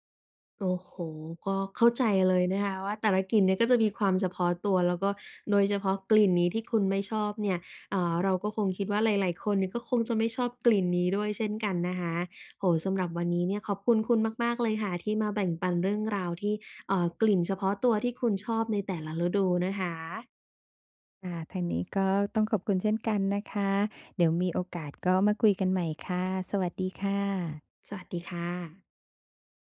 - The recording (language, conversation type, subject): Thai, podcast, รู้สึกอย่างไรกับกลิ่นของแต่ละฤดู เช่น กลิ่นดินหลังฝน?
- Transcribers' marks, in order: none